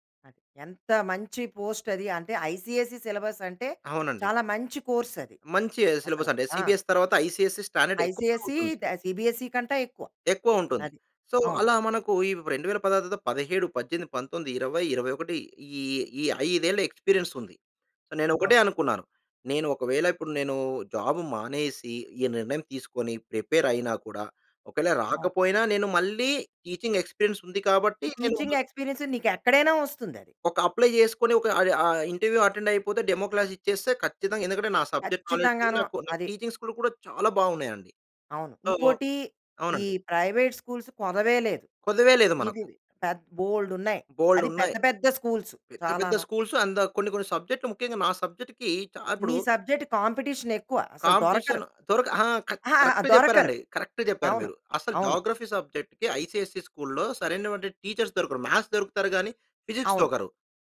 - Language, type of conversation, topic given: Telugu, podcast, నీ జీవితంలో నువ్వు ఎక్కువగా పశ్చాత్తాపపడే నిర్ణయం ఏది?
- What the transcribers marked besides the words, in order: in English: "ఐసీఎస్‌ఈ"; in English: "సీబీఎస్‌ఈ"; "సీబీఎస్" said as "సీబీఎస్‌ఈ"; in English: "ఐసీఎస్‌ఈ స్టాండర్డ్"; in English: "ఐసీఎస్‌ఈ"; in English: "సిబిఎస్‌ఈ"; in English: "సో"; in English: "టీచింగ్"; in English: "టీచింగ్"; in English: "అప్లై"; in English: "ఇంటర్వ్యూ"; in English: "డెమో క్లాస్"; in English: "సబ్జెక్ట్ నాలెడ్జ్"; in English: "టీచింగ్"; in English: "సో"; in English: "ప్రైవేట్ స్కూల్స్"; in English: "స్కూల్స్"; in English: "స్కూల్స్"; in English: "సబ్జెక్ట్‌కి"; in English: "సబ్జెక్ట్"; in English: "కర కరెక్ట్‌గా"; in English: "కరెక్ట్‌గా"; in English: "జోగ్రఫీ సబ్జెక్ట్‌కి ఐసీఎస్‌ఈ స్కూల్‌లో"; in English: "టీచర్స్"; in English: "మ్యాథ్స్"; in English: "ఫిజిక్స్"; "దొరకరు" said as "దోకరు"